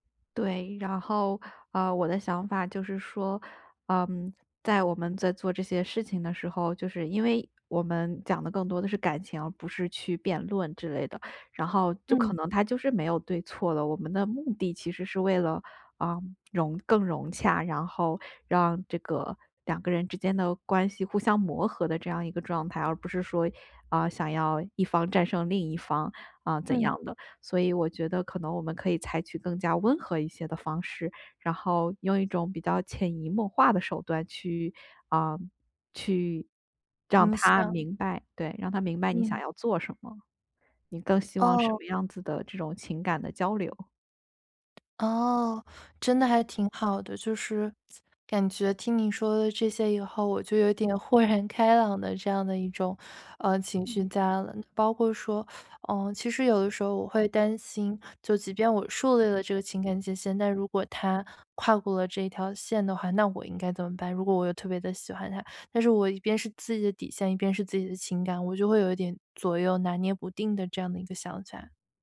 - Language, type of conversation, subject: Chinese, advice, 我该如何在新关系中设立情感界限？
- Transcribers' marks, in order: other background noise; other noise; laughing while speaking: "豁然开朗的"